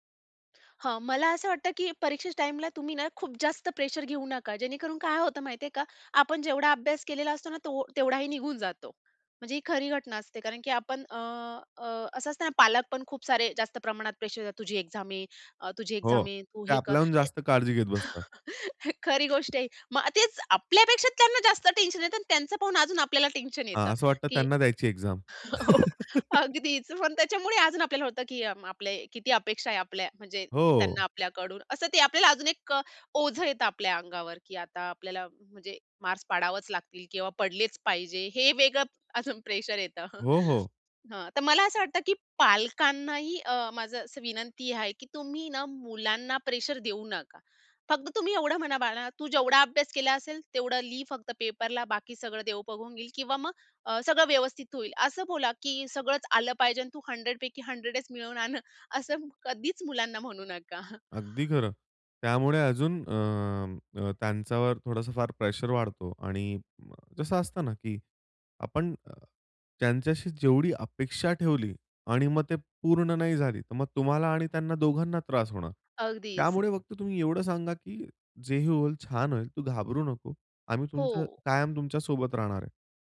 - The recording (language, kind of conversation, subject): Marathi, podcast, परीक्षेचा तणाव कमी करण्यासाठी कोणते सोपे उपाय तुम्ही सुचवाल?
- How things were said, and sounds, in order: in English: "एक्झाम"; in English: "एक्झाम"; chuckle; laughing while speaking: "खरी गोष्ट आहे"; in English: "एक्झाम"; laughing while speaking: "हो, अगदीच"; laugh; laughing while speaking: "नका"